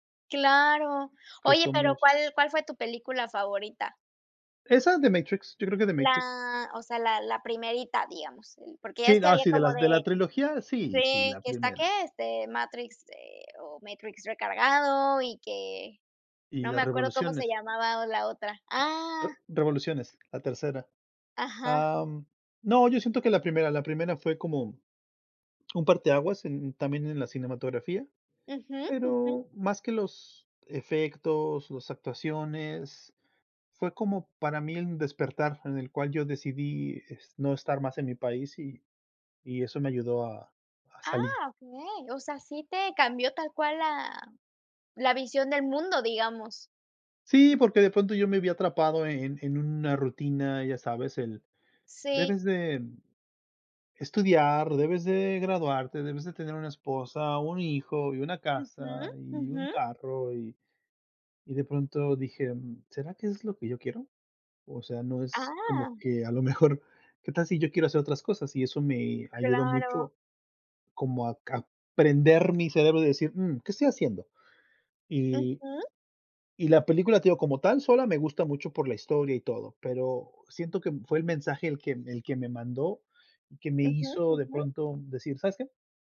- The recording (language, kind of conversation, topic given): Spanish, unstructured, ¿Cuál es tu película favorita y por qué te gusta tanto?
- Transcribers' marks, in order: other noise; tapping